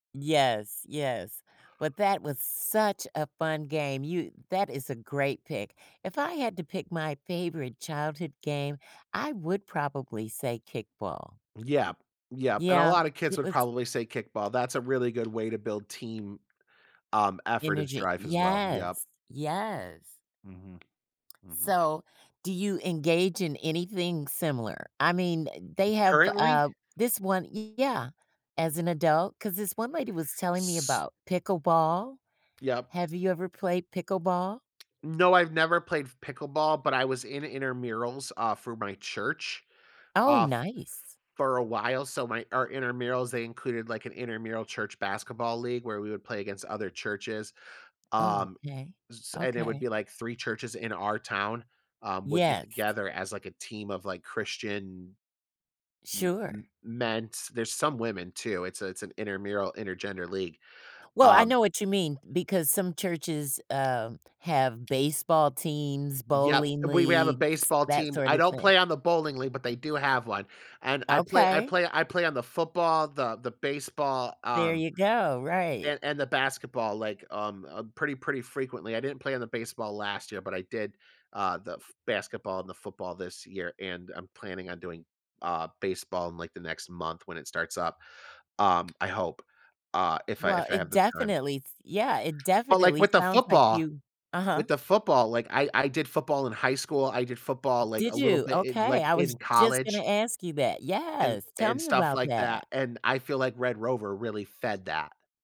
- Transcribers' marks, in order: stressed: "such"; tapping; other background noise
- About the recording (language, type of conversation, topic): English, podcast, How did childhood games shape who you are today?
- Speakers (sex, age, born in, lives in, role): female, 60-64, United States, United States, host; male, 35-39, United States, United States, guest